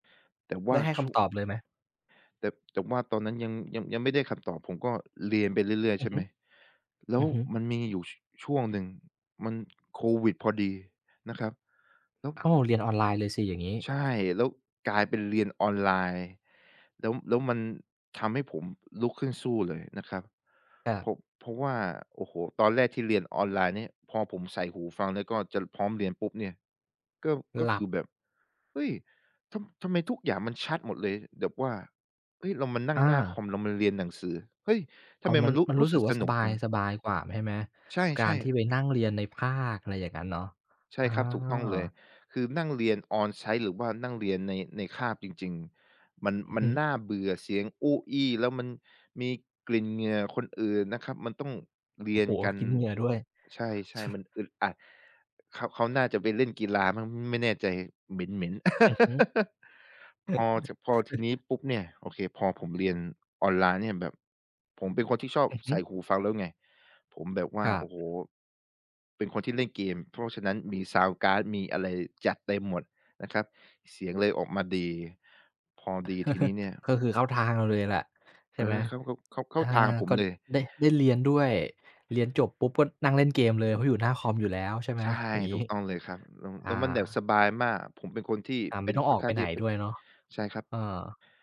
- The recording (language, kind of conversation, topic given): Thai, podcast, คุณมีวิธีไหนที่ช่วยให้ลุกขึ้นได้อีกครั้งหลังจากล้มบ้าง?
- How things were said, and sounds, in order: tapping; other background noise; chuckle; chuckle; "แบบ" said as "แดบ"